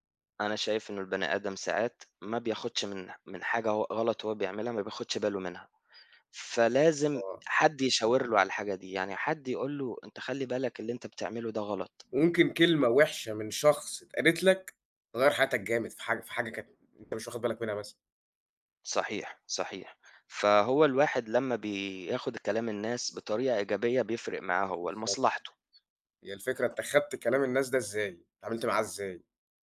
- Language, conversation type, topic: Arabic, unstructured, إيه الطرق اللي بتساعدك تزود ثقتك بنفسك؟
- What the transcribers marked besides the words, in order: tapping